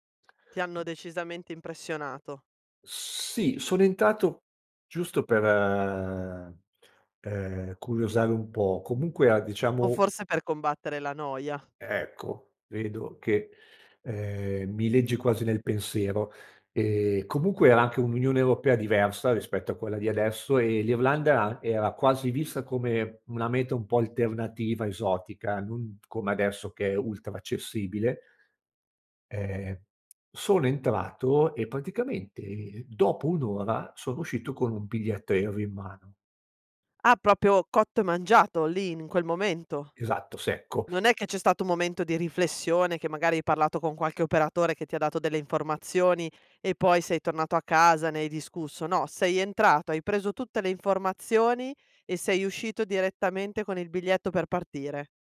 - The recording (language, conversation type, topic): Italian, podcast, Qual è un viaggio che ti ha cambiato la vita?
- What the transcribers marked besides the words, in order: "proprio" said as "propio"; other background noise